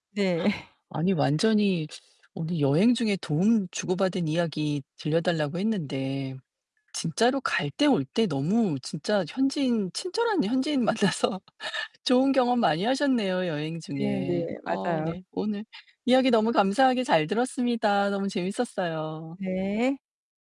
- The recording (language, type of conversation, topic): Korean, podcast, 여행 중에 누군가에게 도움을 받거나 도움을 준 적이 있으신가요?
- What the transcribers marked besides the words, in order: laugh; laughing while speaking: "만나서"